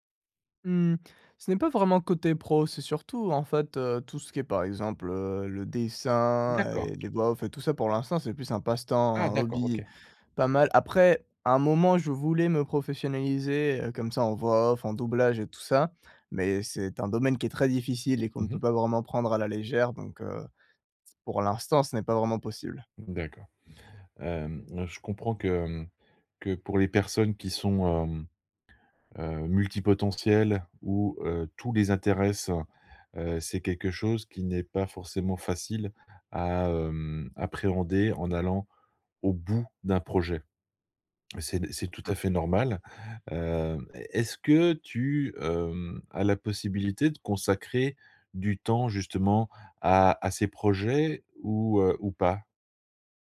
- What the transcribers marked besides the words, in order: other background noise; stressed: "bout"
- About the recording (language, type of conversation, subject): French, advice, Comment choisir quand j’ai trop d’idées et que je suis paralysé par le choix ?